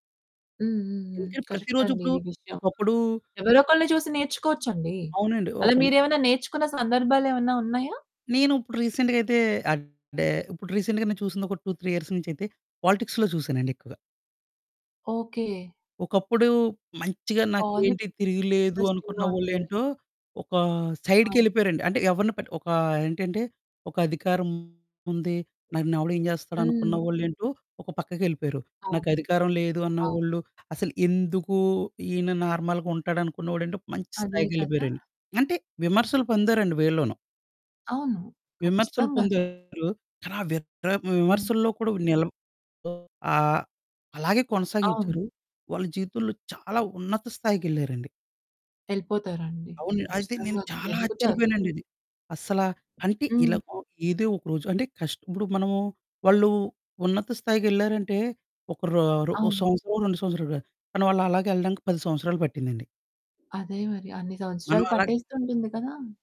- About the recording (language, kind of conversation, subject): Telugu, podcast, ఇతరుల విమర్శలు వచ్చినప్పుడు మీరు మీ ప్రయోగాన్ని నిలిపేస్తారా, లేక కొనసాగిస్తారా?
- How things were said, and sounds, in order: in English: "కరెక్ట్"; other background noise; in English: "రీసెంట్‍గా"; distorted speech; in English: "రీసెంట్‍గా"; in English: "టూ త్రీ ఇయర్స్"; in English: "పాలిటిక్స్‌లో"; in English: "ఇంట్రెస్టింగ్‍గా"; in English: "సైడ్‍కెళ్ళిపోయారండి"; in English: "నార్మల్‍గా"; static